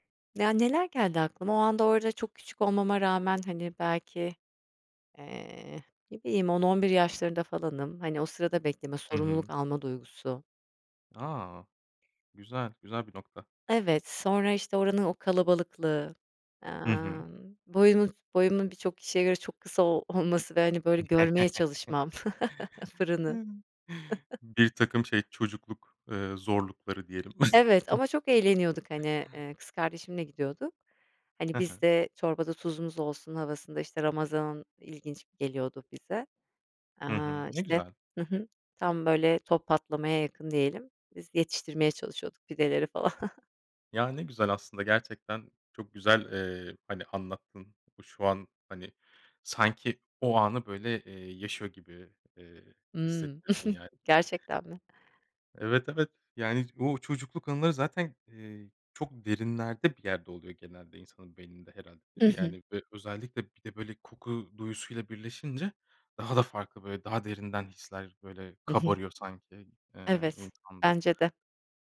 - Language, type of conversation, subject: Turkish, podcast, Hangi kokular seni geçmişe götürür ve bunun nedeni nedir?
- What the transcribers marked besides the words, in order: tapping; other background noise; chuckle; chuckle; chuckle; other noise; chuckle; chuckle